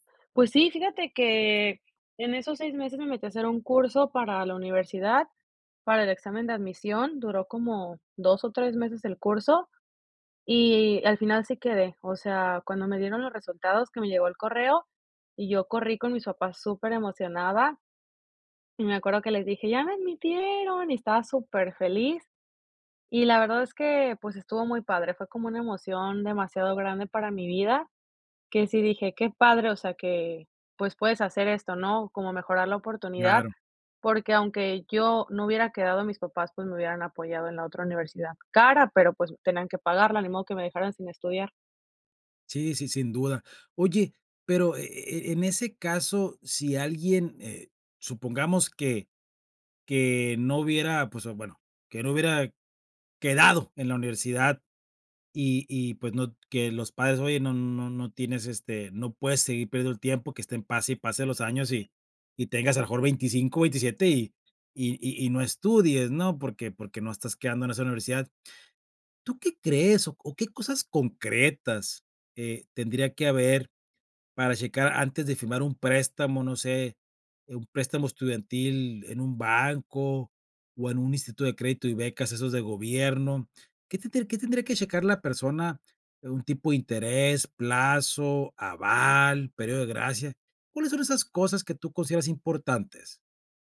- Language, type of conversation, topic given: Spanish, podcast, ¿Qué opinas de endeudarte para estudiar y mejorar tu futuro?
- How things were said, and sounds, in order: none